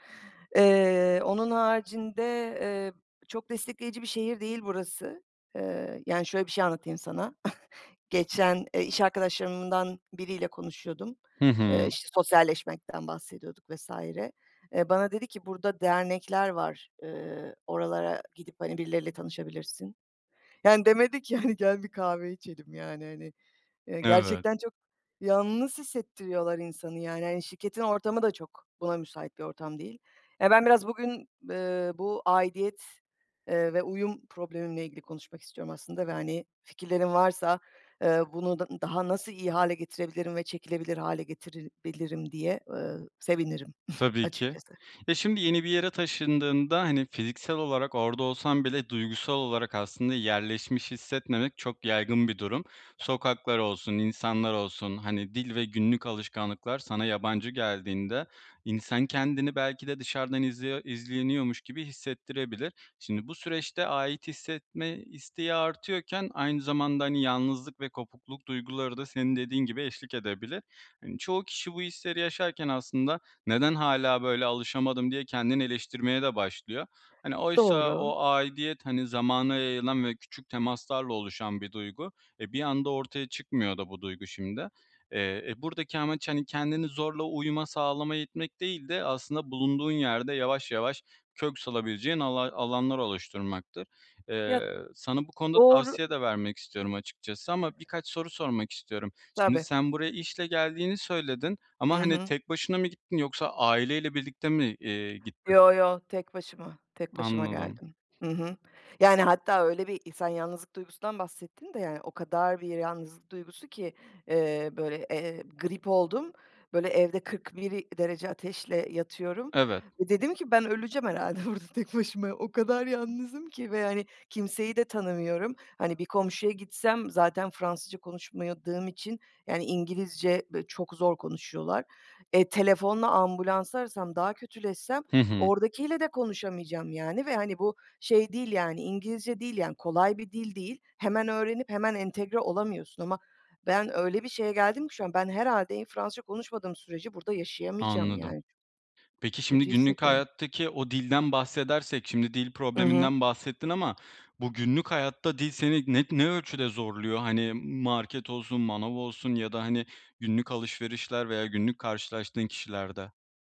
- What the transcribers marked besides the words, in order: chuckle; laughing while speaking: "Yani demedi ki, hani gel … gerçekten çok yalnız"; "getirebilirim" said as "getiribilirim"; chuckle; other background noise; laughing while speaking: "burada tek başıma o kadar yalnızım ki"; "konuşamadığım" said as "konuşmuyadığım"
- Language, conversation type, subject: Turkish, advice, Yeni bir yerde kendimi nasıl daha çabuk ait hissedebilirim?